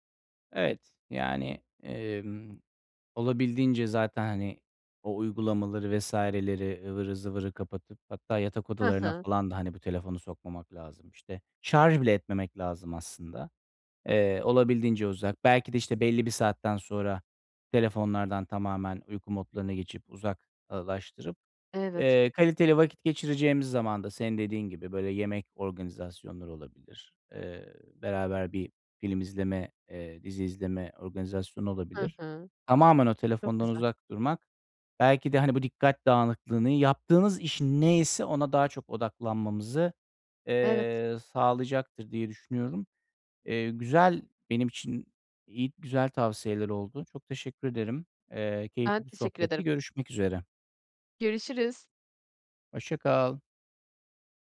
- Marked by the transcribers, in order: other background noise
- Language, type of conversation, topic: Turkish, advice, Evde film izlerken veya müzik dinlerken teknolojinin dikkatimi dağıtmasını nasıl azaltıp daha rahat edebilirim?